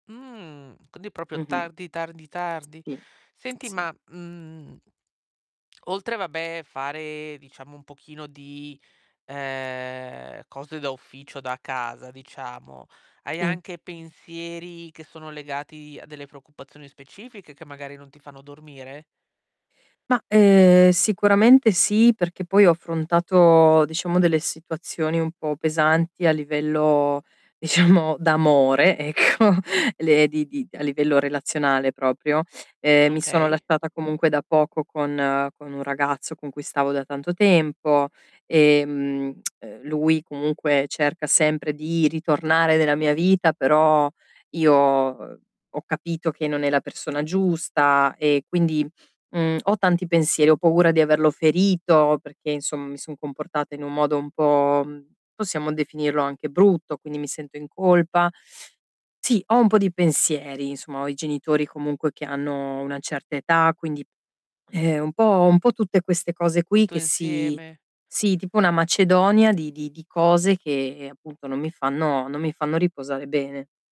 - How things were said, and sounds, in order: distorted speech; drawn out: "Mh"; "proprio" said as "propio"; other background noise; "Sì" said as "tì"; static; laughing while speaking: "diciamo"; laughing while speaking: "ecco"; tsk; tapping
- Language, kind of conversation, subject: Italian, advice, Come posso calmare i pensieri e l’ansia la sera?